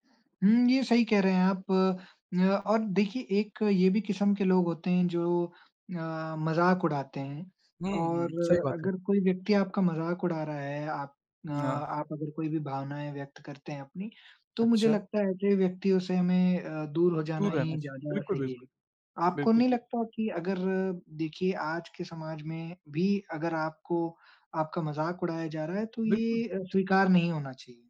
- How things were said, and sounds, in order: tapping
- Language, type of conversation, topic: Hindi, unstructured, क्या कभी आपको अपने विचारों और भावनाओं को सही ढंग से व्यक्त करने में कठिनाई हुई है?